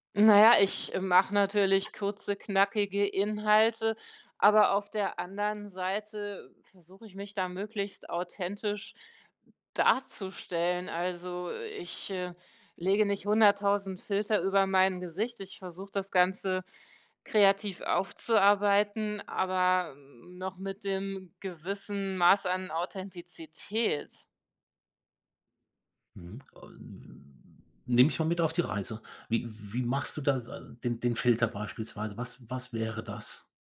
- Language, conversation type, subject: German, podcast, Wie handhabt ihr bei euch zu Hause die Bildschirmzeit und Mediennutzung?
- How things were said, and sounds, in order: other background noise